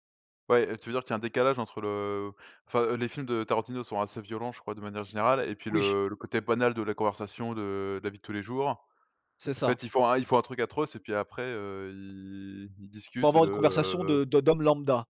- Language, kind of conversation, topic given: French, unstructured, Quel film t’a fait rire aux éclats récemment ?
- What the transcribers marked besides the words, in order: none